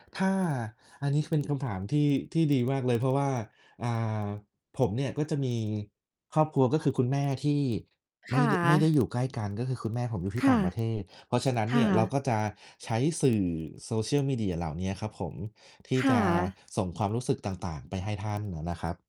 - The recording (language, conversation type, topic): Thai, unstructured, เมื่อคุณอยากแสดงความเป็นตัวเอง คุณมักจะทำอย่างไร?
- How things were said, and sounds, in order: distorted speech